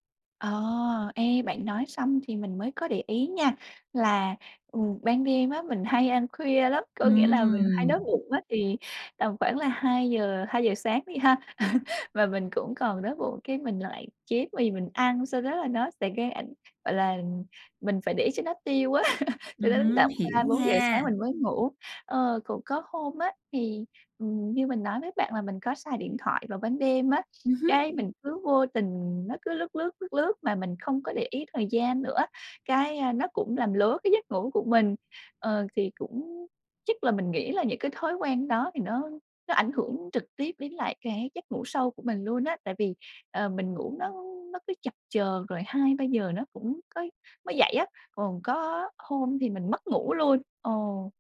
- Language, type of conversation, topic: Vietnamese, advice, Làm thế nào để cải thiện chất lượng giấc ngủ và thức dậy tràn đầy năng lượng hơn?
- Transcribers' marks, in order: laughing while speaking: "hay ăn khuya lắm"; laugh; other background noise; laugh